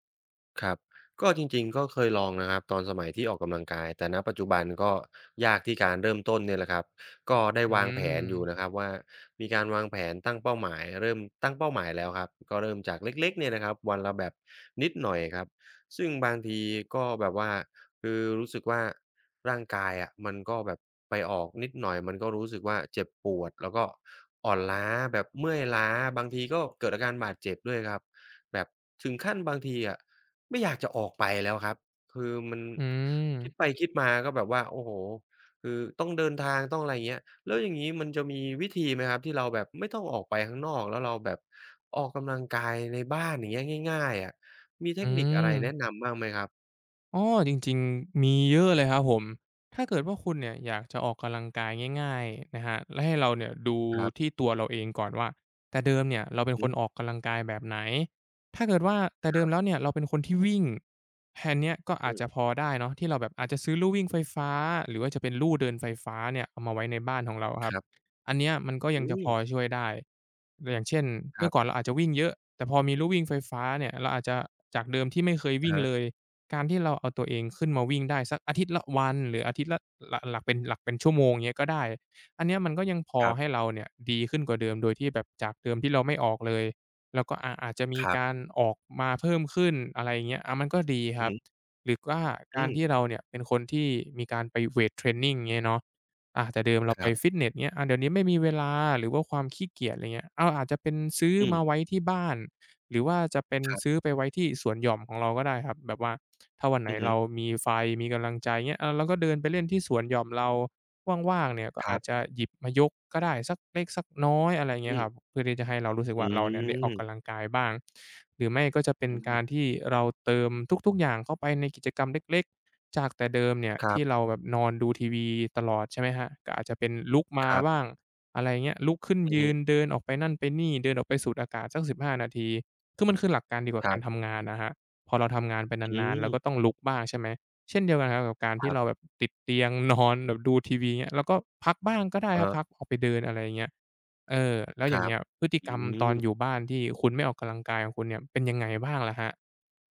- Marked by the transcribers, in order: other background noise; tsk; "อว่า" said as "กว้า"
- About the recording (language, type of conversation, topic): Thai, advice, ทำอย่างไรดีเมื่อฉันไม่มีแรงจูงใจที่จะออกกำลังกายอย่างต่อเนื่อง?